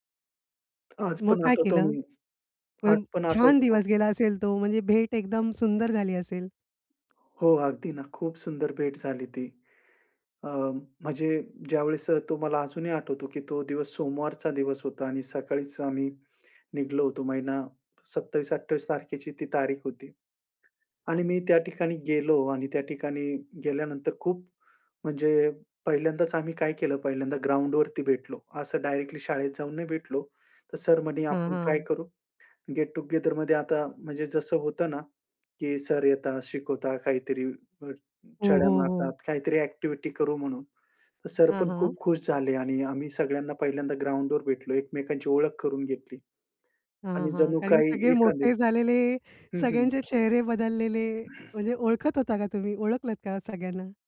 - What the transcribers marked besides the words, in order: lip smack; inhale; "निघालो" said as "निघलो"; other background noise; in English: "ग्राउंडवरती"; in English: "गेट टू गेदरमध्ये"; unintelligible speech; in English: "ॲक्टिविटी"; in English: "ग्राउंडवर"; joyful: "सगळे मोठे झालेले, सगळ्यांचे चेहरे … ओळखलात का सगळ्यांना?"
- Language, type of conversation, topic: Marathi, podcast, जुनी मैत्री पुन्हा नव्याने कशी जिवंत कराल?